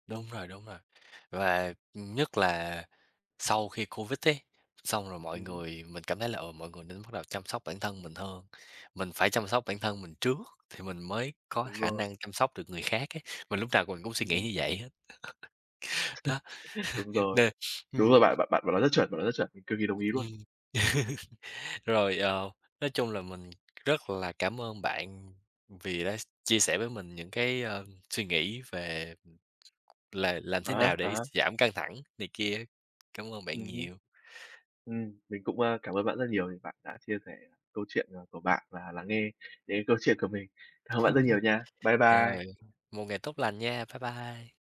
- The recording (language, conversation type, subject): Vietnamese, unstructured, Bạn nghĩ làm thế nào để giảm căng thẳng trong cuộc sống hằng ngày?
- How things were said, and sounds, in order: tapping; chuckle; laugh; laughing while speaking: "nên"; other background noise; laugh; laughing while speaking: "Cảm"; laugh